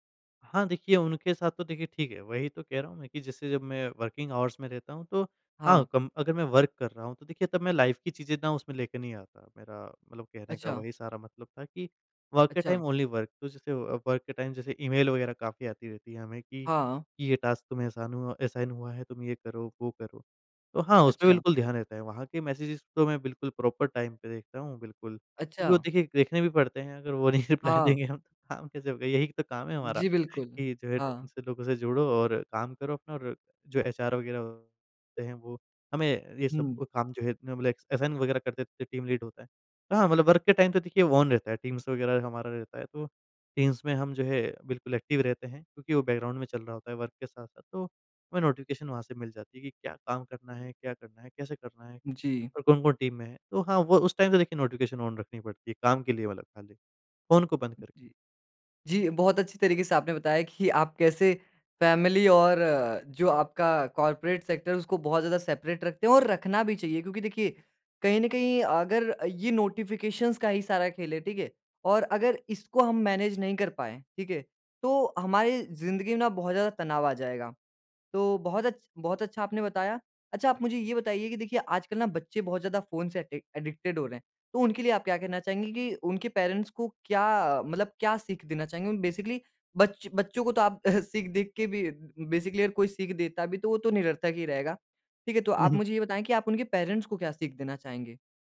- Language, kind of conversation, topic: Hindi, podcast, आप सूचनाओं की बाढ़ को कैसे संभालते हैं?
- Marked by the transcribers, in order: in English: "वर्किंग आवर्स"; in English: "वर्क"; in English: "लाइफ़"; in English: "वर्क"; in English: "टाइम ओनली वर्क"; in English: "वर्क"; in English: "टाइम"; in English: "टास्क"; in English: "असाइन"; in English: "मैसेजेज़"; in English: "प्रॉपर टाइम"; laughing while speaking: "नहीं रिप्लाई देंगे हम"; in English: "रिप्लाई"; in English: "एचआर"; unintelligible speech; in English: "असाइन"; in English: "टीम लीड"; in English: "वर्क"; in English: "टाइम"; in English: "ऑन"; in English: "टीम्स"; in English: "टीम्स"; in English: "एक्टिव"; in English: "बैकग्राउंड"; in English: "वर्क"; in English: "नोटिफिकेशन"; in English: "टाइम"; in English: "नोटिफिकेशन ऑन"; in English: "फ़ैमिली"; in English: "कॉर्पोरेट सेक्टर"; in English: "सेपरेट"; in English: "नोटिफिकेशंस"; in English: "मैनेज"; in English: "एडि एडिक्टेड"; in English: "पेरेंट्स"; in English: "बेसिकली"; chuckle; in English: "बेसिकली"; in English: "पेरेंट्स"